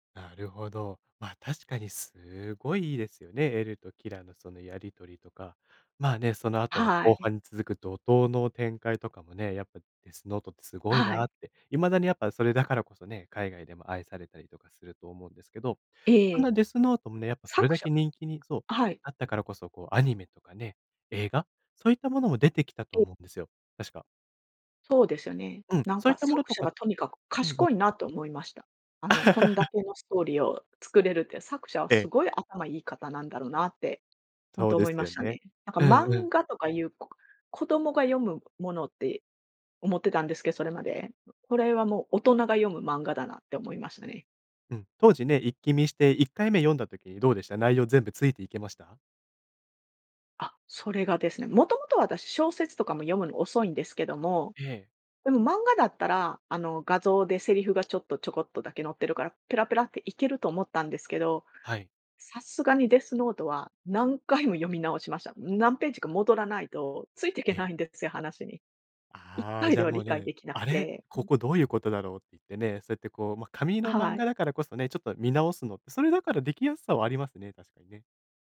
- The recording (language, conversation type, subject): Japanese, podcast, 漫画で心に残っている作品はどれですか？
- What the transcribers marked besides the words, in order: other noise; unintelligible speech; laugh; other background noise